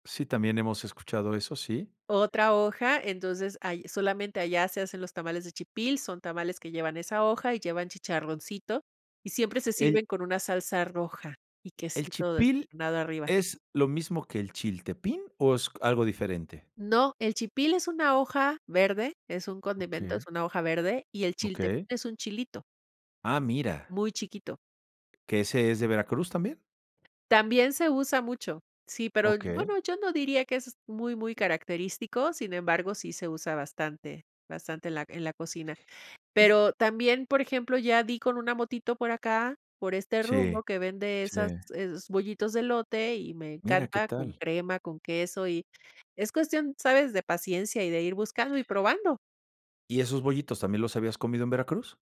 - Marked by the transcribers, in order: other background noise
- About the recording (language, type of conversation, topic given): Spanish, podcast, ¿Cómo describirías el platillo que más te define culturalmente?